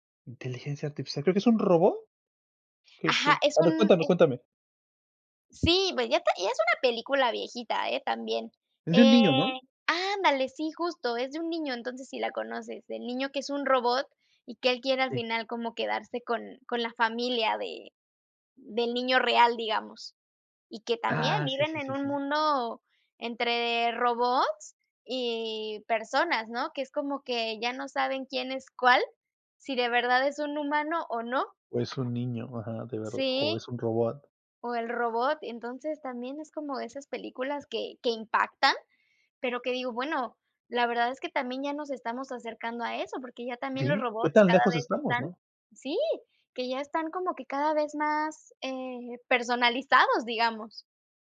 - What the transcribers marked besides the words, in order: tapping
- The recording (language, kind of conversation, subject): Spanish, unstructured, ¿Cuál es tu película favorita y por qué te gusta tanto?